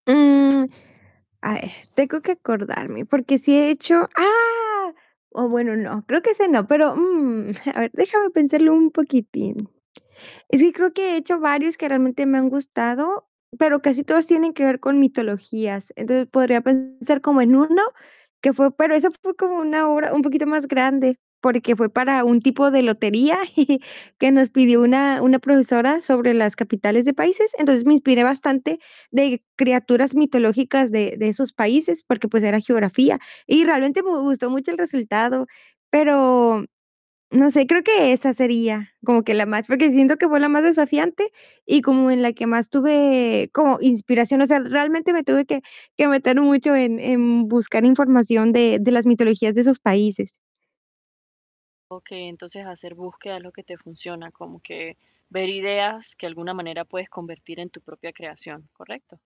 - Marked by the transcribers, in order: chuckle; distorted speech; chuckle; static
- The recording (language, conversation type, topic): Spanish, advice, ¿Cómo puedo cambiar mi espacio para estimular mi imaginación?
- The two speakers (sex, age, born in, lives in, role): female, 20-24, Mexico, Mexico, user; female, 30-34, Venezuela, United States, advisor